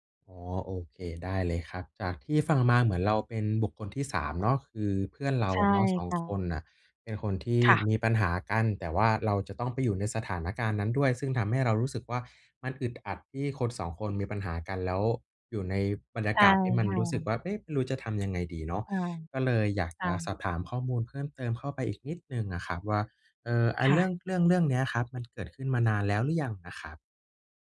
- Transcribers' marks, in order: none
- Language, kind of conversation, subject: Thai, advice, ฉันควรทำอย่างไรเพื่อรักษาความสัมพันธ์หลังเหตุการณ์สังสรรค์ที่ทำให้อึดอัด?